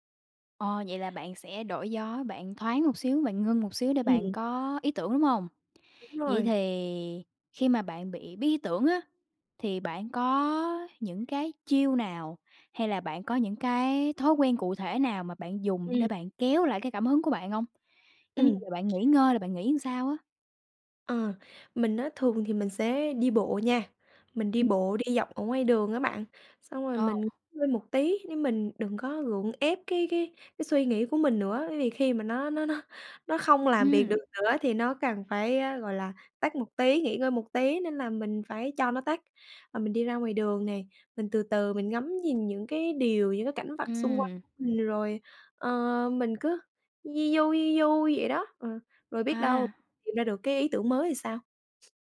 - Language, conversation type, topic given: Vietnamese, podcast, Bạn làm thế nào để vượt qua cơn bí ý tưởng?
- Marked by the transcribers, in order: tapping; laughing while speaking: "nó"; other background noise